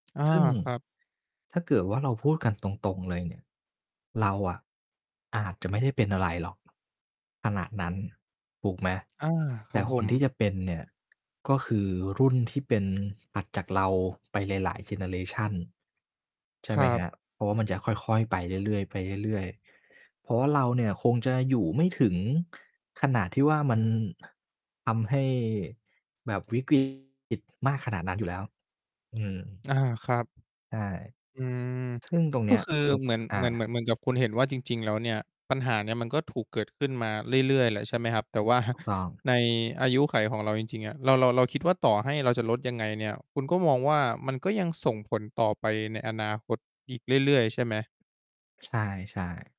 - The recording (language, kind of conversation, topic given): Thai, podcast, คุณคิดอย่างไรกับปัญหาขยะพลาสติกในชีวิตประจำวัน?
- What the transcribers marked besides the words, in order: tapping; distorted speech; laughing while speaking: "แต่ว่า"